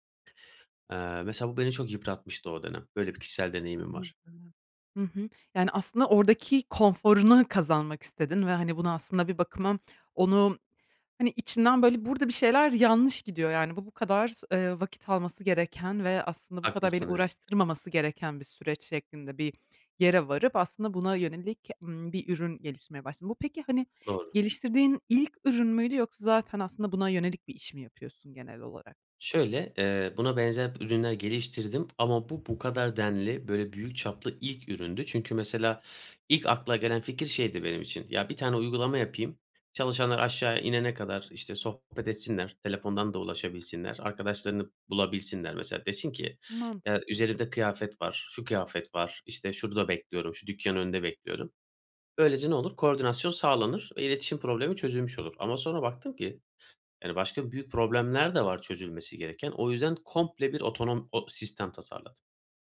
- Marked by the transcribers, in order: none
- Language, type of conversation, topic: Turkish, podcast, İlk fikrinle son ürün arasında neler değişir?